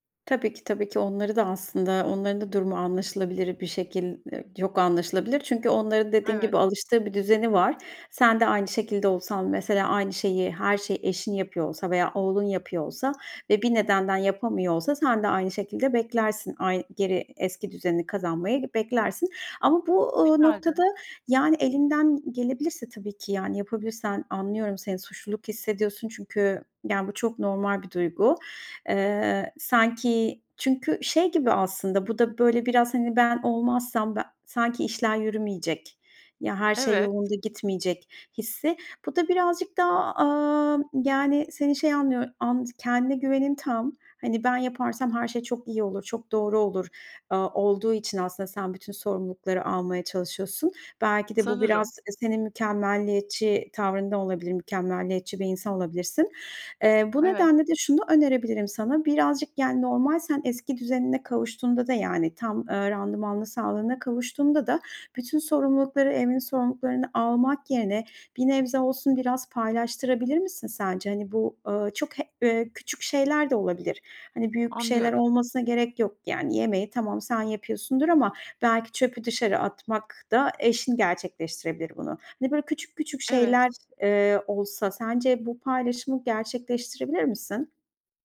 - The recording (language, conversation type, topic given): Turkish, advice, Dinlenirken neden suçluluk duyuyorum?
- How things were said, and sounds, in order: unintelligible speech; tapping; other background noise